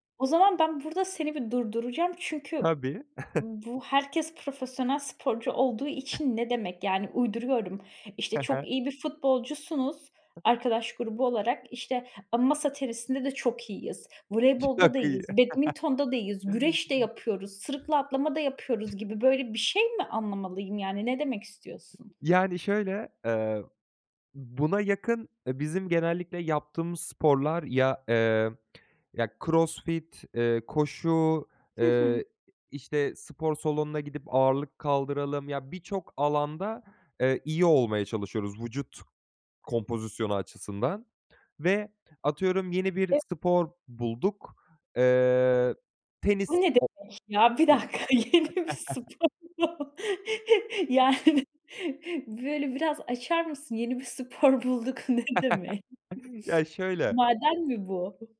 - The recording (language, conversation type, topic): Turkish, podcast, Yeni bir hobiye nasıl başlarsınız?
- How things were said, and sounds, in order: chuckle; other noise; other background noise; laughing while speaking: "Çok iyi"; chuckle; chuckle; tapping; "salonuna" said as "solonuna"; "Vücut" said as "vucut"; laughing while speaking: "dakika, yeni bir spor mu? … bulduk. Ne demek?"; unintelligible speech; laugh; laugh; laugh